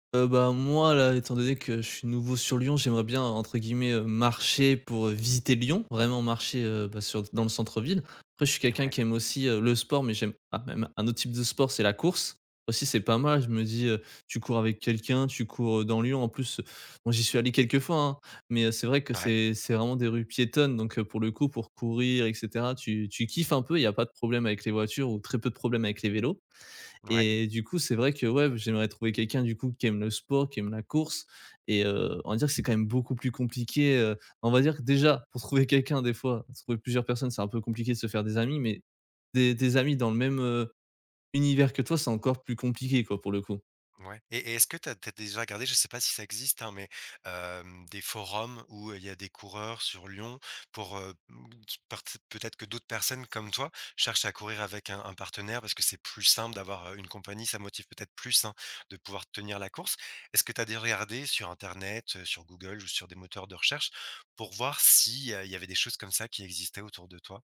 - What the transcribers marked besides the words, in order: other background noise
- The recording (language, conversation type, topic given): French, advice, Pourquoi est-ce que j’ai du mal à me faire des amis dans une nouvelle ville ?